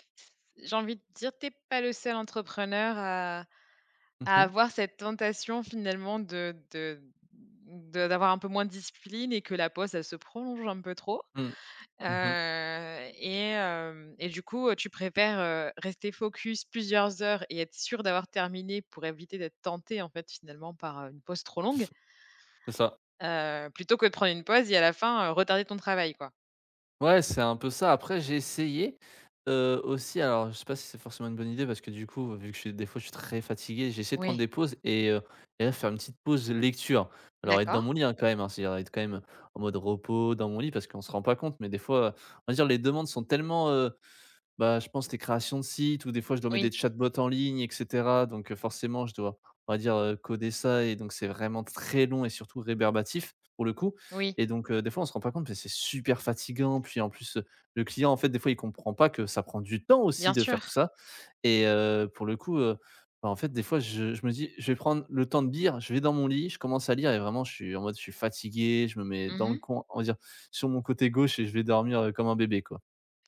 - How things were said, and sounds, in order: drawn out: "Heu"; stressed: "très"; in English: "chatbots"; stressed: "très"; tapping; stressed: "temps"
- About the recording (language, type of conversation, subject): French, advice, Comment puis-je rester concentré pendant de longues sessions, même sans distractions ?